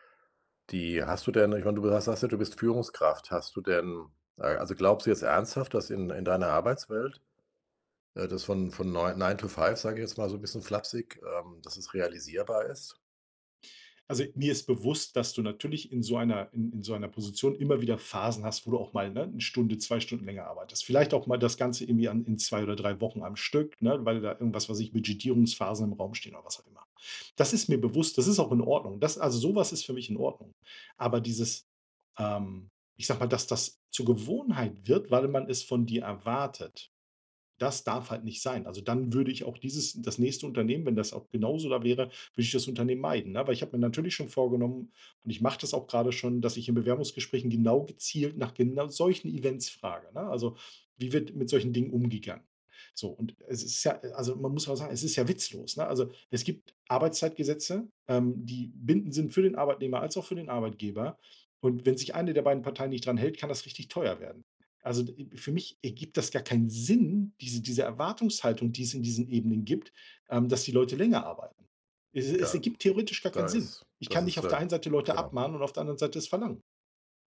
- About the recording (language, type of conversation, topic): German, advice, Wie äußern sich bei dir Burnout-Symptome durch lange Arbeitszeiten und Gründerstress?
- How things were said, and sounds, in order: other noise